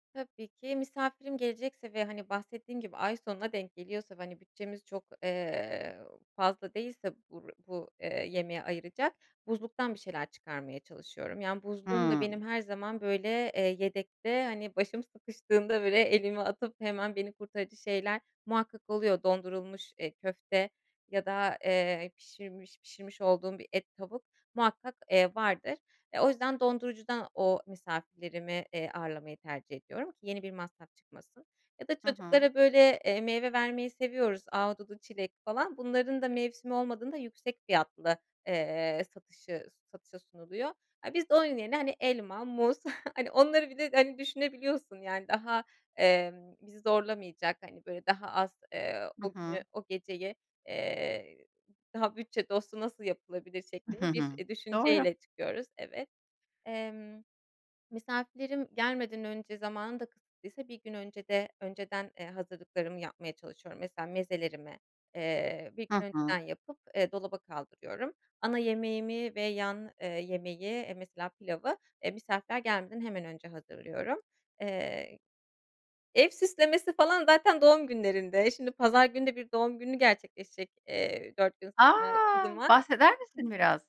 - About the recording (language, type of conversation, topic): Turkish, podcast, Bütçe kısıtlıysa kutlama yemeğini nasıl hazırlarsın?
- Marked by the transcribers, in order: chuckle; laughing while speaking: "hani, onları bir de, hani, düşünebiliyorsun yani"; chuckle